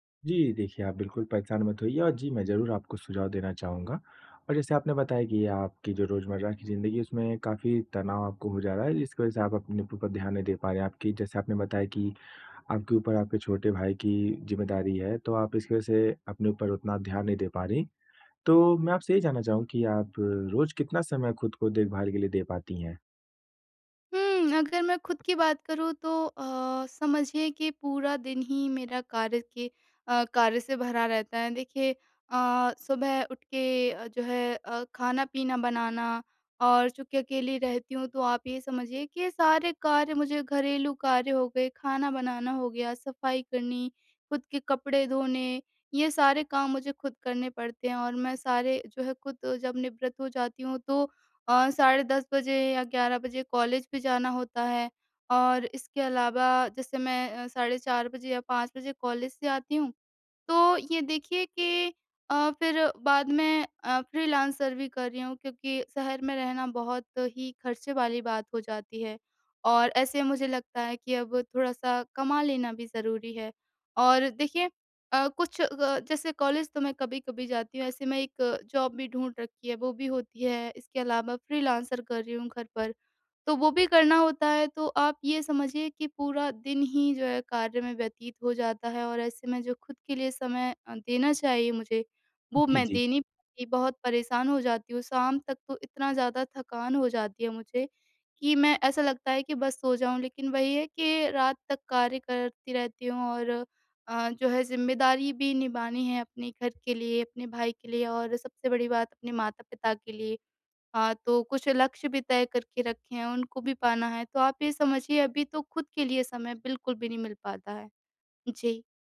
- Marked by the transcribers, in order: tapping; in English: "फ्रीलांसर"; in English: "जॉब"; in English: "फ्रीलांसर"
- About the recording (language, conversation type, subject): Hindi, advice, तनाव कम करने के लिए रोज़मर्रा की खुद-देखभाल में कौन-से सरल तरीके अपनाए जा सकते हैं?